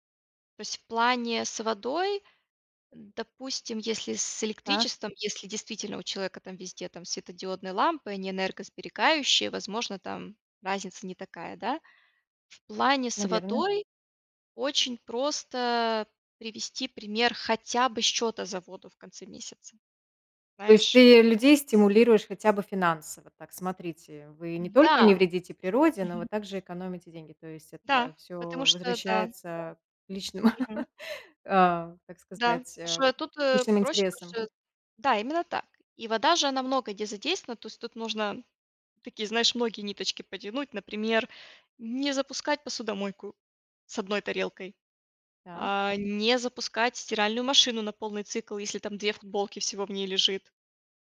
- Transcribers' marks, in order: chuckle; "потому что" said as "поша"; "потому что" said as "поша"
- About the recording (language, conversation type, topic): Russian, podcast, Какие простые привычки помогают не вредить природе?